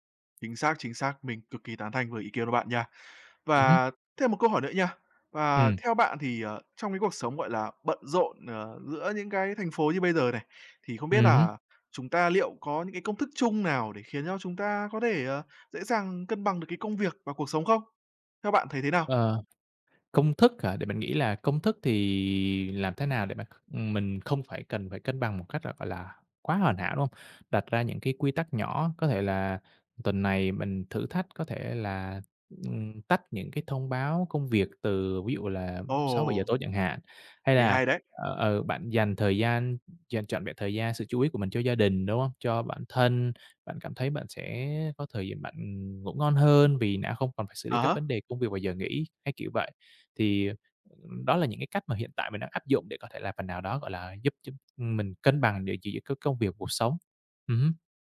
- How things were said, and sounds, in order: tapping; other noise; other background noise
- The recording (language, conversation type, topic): Vietnamese, podcast, Bạn cân bằng công việc và cuộc sống như thế nào?